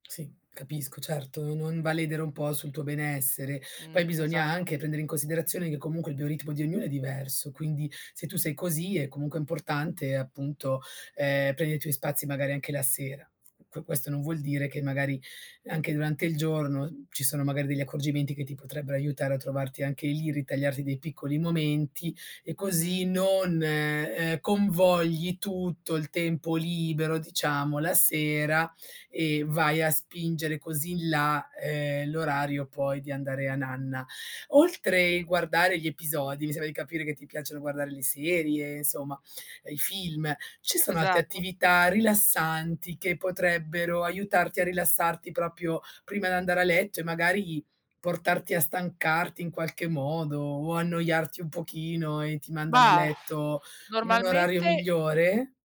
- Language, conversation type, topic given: Italian, advice, Come posso calmare lo stress residuo la sera per riuscire a rilassarmi?
- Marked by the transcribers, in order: other background noise; stressed: "non"; "proprio" said as "propio"